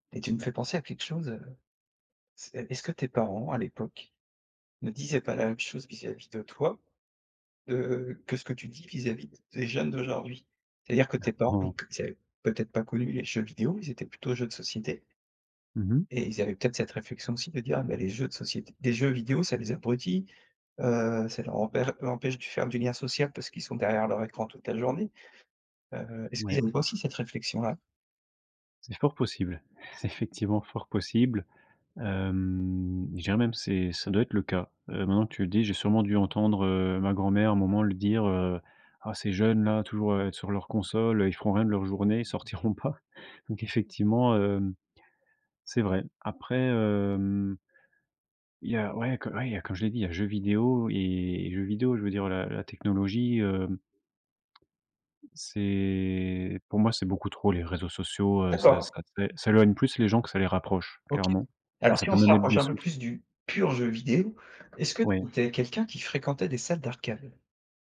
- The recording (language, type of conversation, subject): French, podcast, Quelle expérience de jeu vidéo de ton enfance te rend le plus nostalgique ?
- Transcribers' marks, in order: tapping; unintelligible speech; drawn out: "Hem"; laughing while speaking: "ils sortiront pas"; drawn out: "hem"; other background noise; drawn out: "c'est"; stressed: "pur"